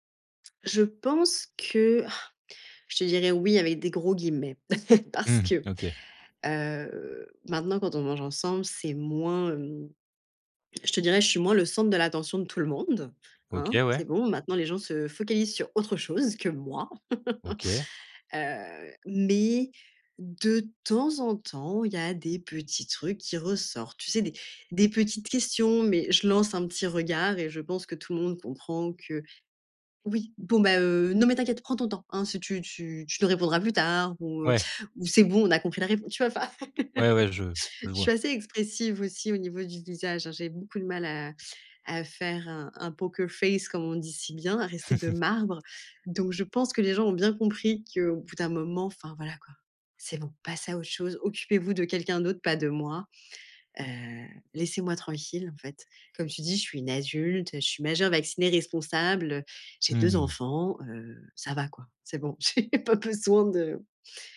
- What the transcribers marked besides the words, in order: gasp; chuckle; drawn out: "heu"; chuckle; laugh; put-on voice: "Poker Face"; stressed: "marbre"; chuckle; laughing while speaking: "j'ai pas besoin"
- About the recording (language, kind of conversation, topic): French, advice, Quelle pression sociale ressens-tu lors d’un repas entre amis ou en famille ?